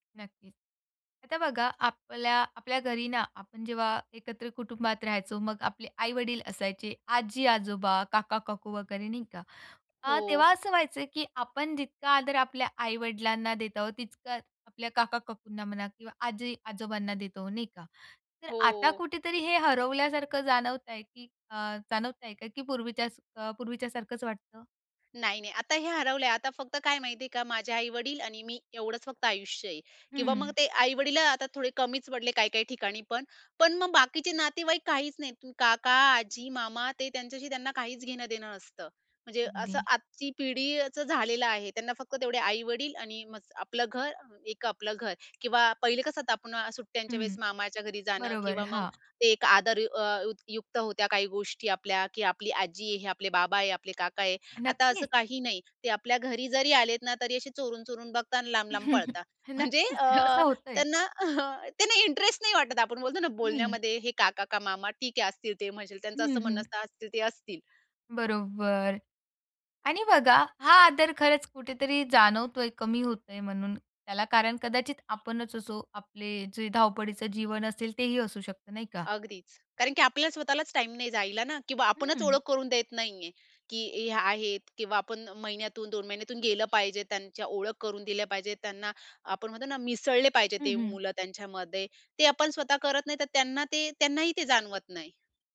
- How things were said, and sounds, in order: tapping; other background noise; chuckle; laughing while speaking: "म्हणजे अ, त्यांना"; horn
- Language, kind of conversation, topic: Marathi, podcast, तुमच्या कुटुंबात आदर कसा शिकवतात?